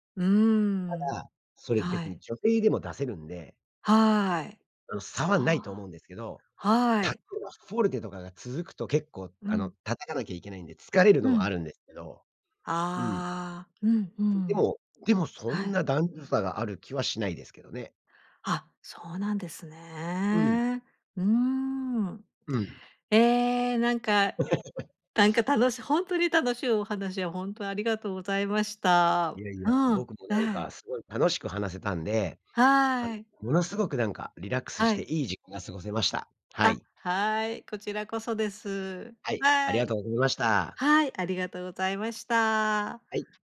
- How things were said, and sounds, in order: other background noise; tapping; laugh
- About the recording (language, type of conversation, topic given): Japanese, podcast, 家族の音楽はあなたにどんな影響を与えましたか？